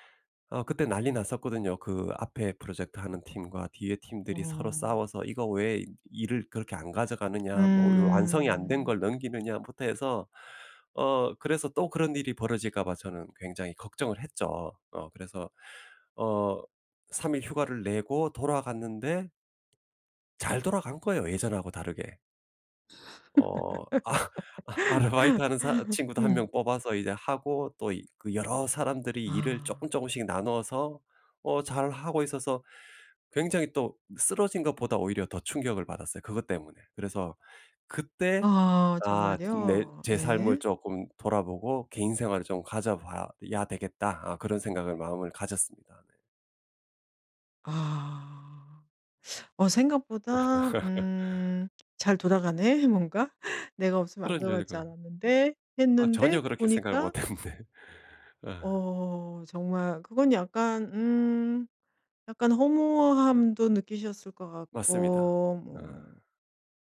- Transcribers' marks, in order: laugh; laughing while speaking: "아"; teeth sucking; tapping; laughing while speaking: "잘 돌아가네 뭔가"; laugh; laughing while speaking: "못 했는데"; other background noise
- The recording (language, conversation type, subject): Korean, podcast, 일과 개인 생활의 균형을 어떻게 관리하시나요?